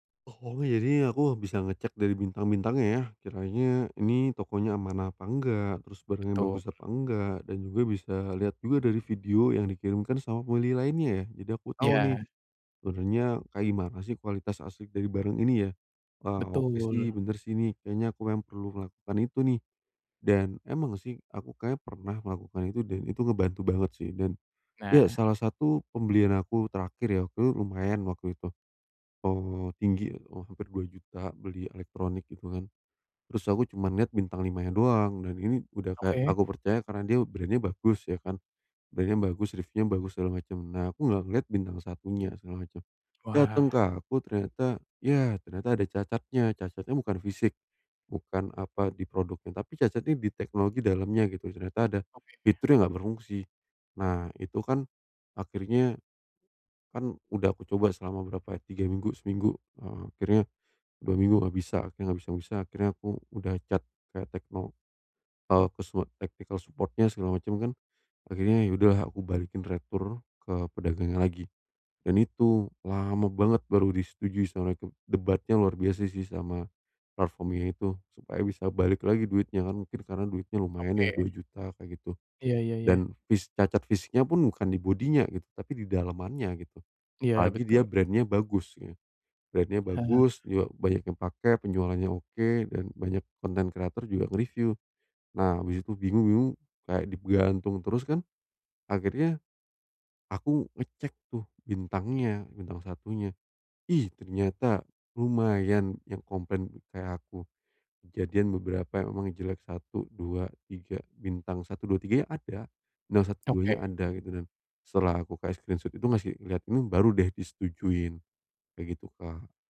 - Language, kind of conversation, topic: Indonesian, advice, Bagaimana cara mengetahui kualitas barang saat berbelanja?
- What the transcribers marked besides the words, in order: tapping; in English: "brand-nya"; in English: "Brand-nya"; other background noise; in English: "chat"; in English: "technical support-nya"; in English: "brand-nya"; unintelligible speech; in English: "Brand-nya"; in English: "screenshot"